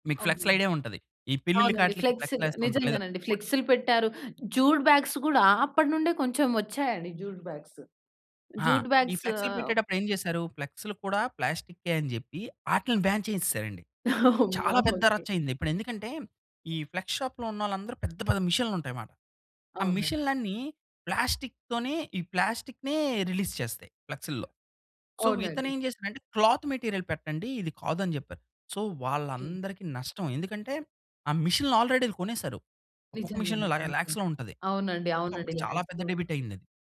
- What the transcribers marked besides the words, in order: unintelligible speech; in English: "జూడ్ బ్యాగ్స్"; in English: "జ్యూడ్ బ్యాగ్స్. జూట్ బ్యాగ్స్"; in English: "ప్లాస్టికే"; in English: "బాన్"; giggle; laughing while speaking: "అమ్మో! ఓకె"; in English: "ఫ్లెక్స్ షాప్‌లో"; in English: "ప్లాస్టిక్‌నె రిలీజ్"; in English: "ఫ్లెక్స్‌లో. సో"; in English: "క్లాత్ మెటీరియల్"; in English: "సో"; in English: "ఆల్రెడీ"; in English: "మిషన్‌లో"; in English: "ల్యాక్స్‌లో"; in English: "సో"; in English: "ల్యాక్స్‌లో"; in English: "డెబిట్"
- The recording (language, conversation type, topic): Telugu, podcast, ప్లాస్టిక్ తగ్గించడానికి రోజువారీ ఎలాంటి మార్పులు చేయవచ్చు?